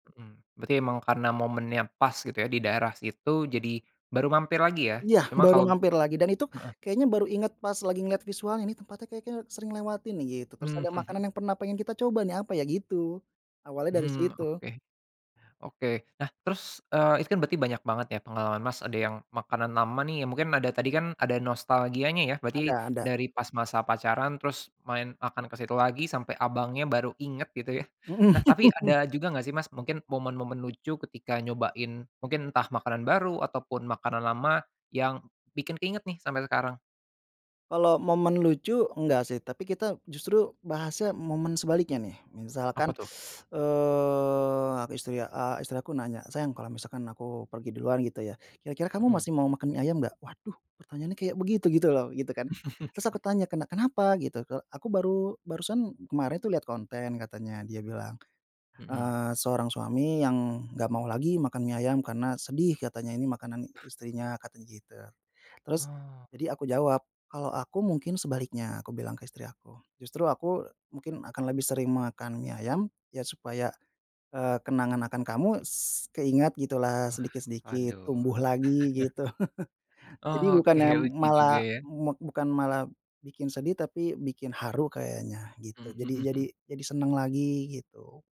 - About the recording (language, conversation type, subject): Indonesian, podcast, Bagaimana cara kamu menemukan makanan baru yang kamu suka?
- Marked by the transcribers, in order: laugh; shush; chuckle; laugh; laugh